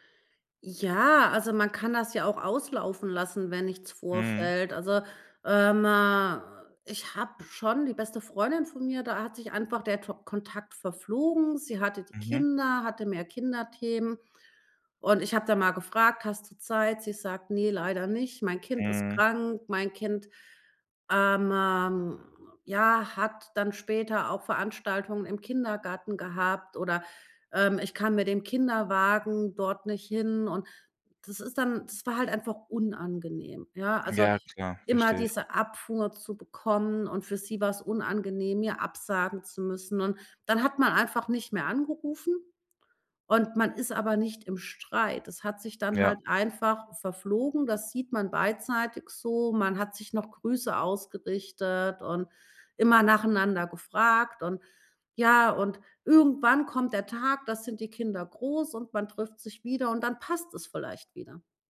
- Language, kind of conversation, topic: German, podcast, Wie baust du langfristige Freundschaften auf, statt nur Bekanntschaften?
- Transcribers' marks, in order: drawn out: "ähm"